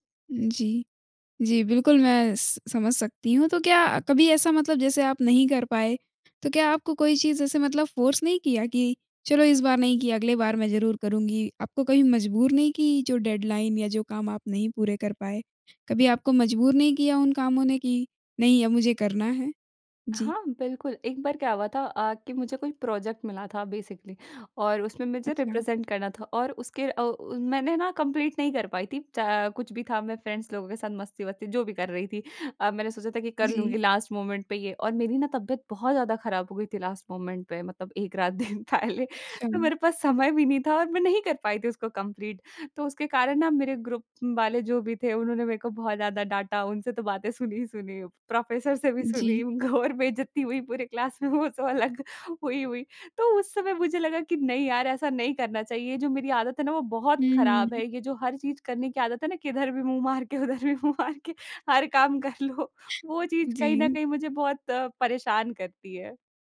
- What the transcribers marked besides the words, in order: in English: "फ़ोर्स"; in English: "डेडलाइन"; in English: "बेसिकली"; in English: "रिप्रेजेंट"; in English: "कंप्लीट"; in English: "फ्रेंड्स"; in English: "लास्ट मोमेंट"; in English: "लास्ट मोमेंट"; laughing while speaking: "रात दिन पहले"; in English: "कंप्लीट"; in English: "ग्रुप"; laughing while speaking: "घोर बेइज्जती हुई पूरे क्लास में वो सब अलग हुई हुई"; in English: "क्लास"; laughing while speaking: "मुँह मार के उधर भी मुँह मार के हर काम कर लो"; chuckle
- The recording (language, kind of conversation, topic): Hindi, advice, मेरे लिए मल्टीटास्किंग के कारण काम अधूरा या कम गुणवत्ता वाला क्यों रह जाता है?
- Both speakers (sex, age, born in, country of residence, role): female, 20-24, India, India, advisor; female, 20-24, India, India, user